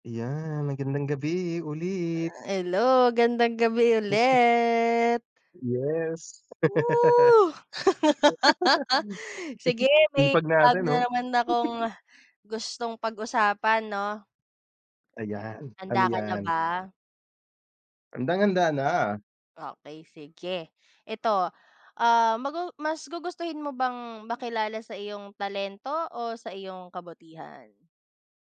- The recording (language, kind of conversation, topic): Filipino, unstructured, Mas gugustuhin mo bang makilala dahil sa iyong talento o sa iyong kabutihan?
- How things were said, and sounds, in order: drawn out: "ulit"; laugh; tapping; laugh; chuckle